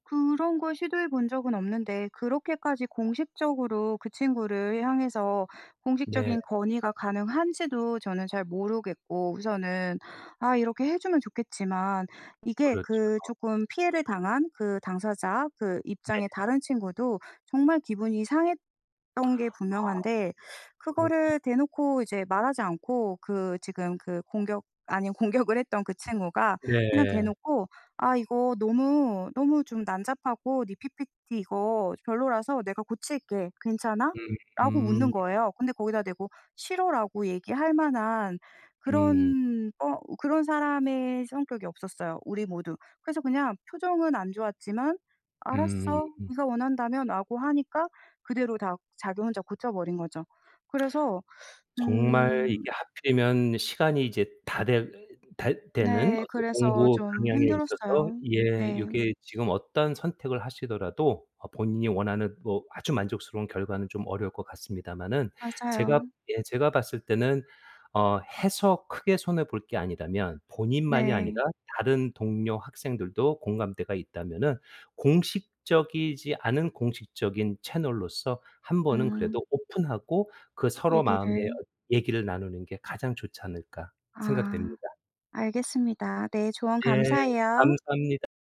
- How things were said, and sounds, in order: laughing while speaking: "공격을 했던"
- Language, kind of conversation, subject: Korean, advice, 동료와 업무 분담 비율을 다시 협의하려면 어떻게 해야 하나요?